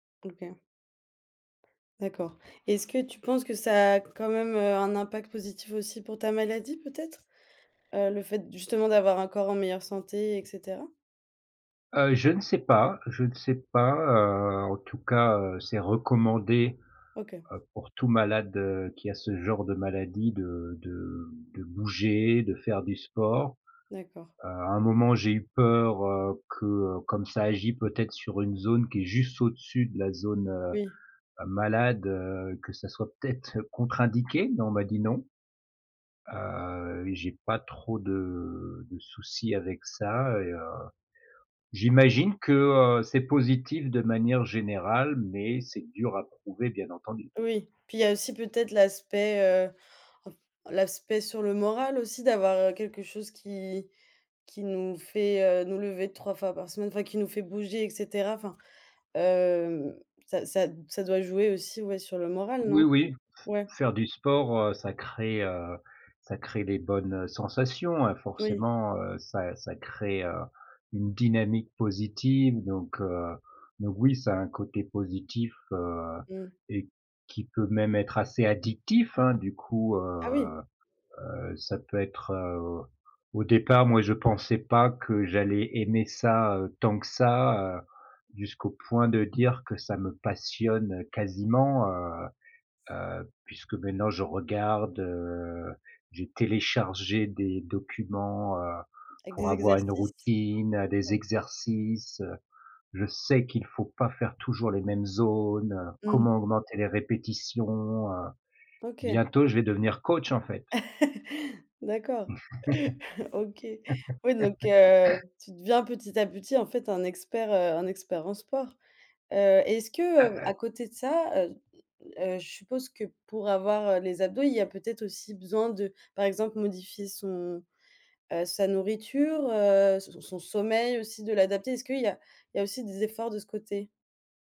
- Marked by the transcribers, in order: other background noise; tapping; stressed: "juste"; laughing while speaking: "peut-être"; laugh; laughing while speaking: "OK"; laugh
- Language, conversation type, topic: French, podcast, Quel loisir te passionne en ce moment ?